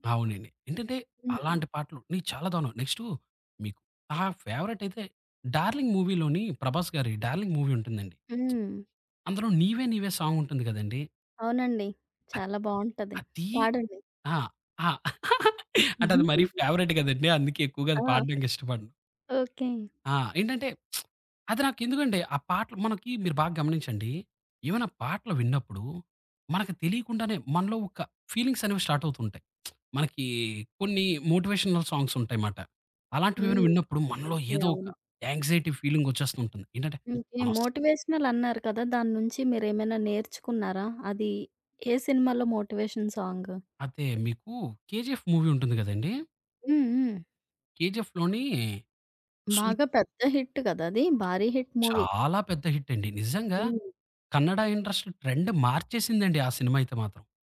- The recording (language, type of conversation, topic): Telugu, podcast, నువ్వు ఇతరులతో పంచుకునే పాటల జాబితాను ఎలా ప్రారంభిస్తావు?
- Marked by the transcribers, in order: in English: "ఫేవరైట్"; in English: "మూవీ"; in English: "మూవీ"; lip smack; chuckle; in English: "ఫేవరెట్"; giggle; lip smack; in English: "స్టార్ట్"; lip smack; in English: "మోటివేషనల్ సాంగ్స్"; other background noise; in English: "యాంక్సైటీ ఫీలింగ్"; unintelligible speech; in English: "మోటివేషనల్"; in English: "మోటివేషన్"; in English: "మూవీ"; in English: "హిట్"; in English: "హిట్ మూవీ"; in English: "హిట్"; in English: "ఇండస్ట్రీ ట్రెండ్"